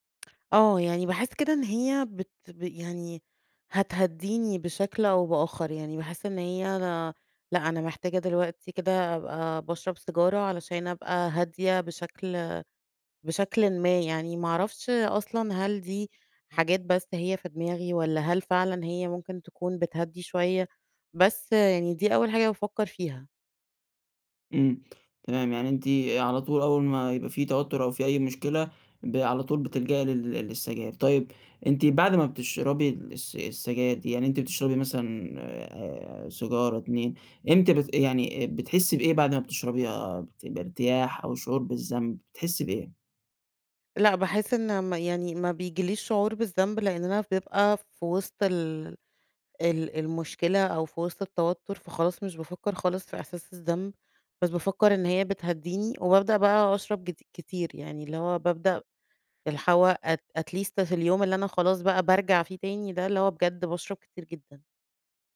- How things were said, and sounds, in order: in English: "at at least"
- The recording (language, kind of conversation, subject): Arabic, advice, إمتى بتلاقي نفسك بترجع لعادات مؤذية لما بتتوتر؟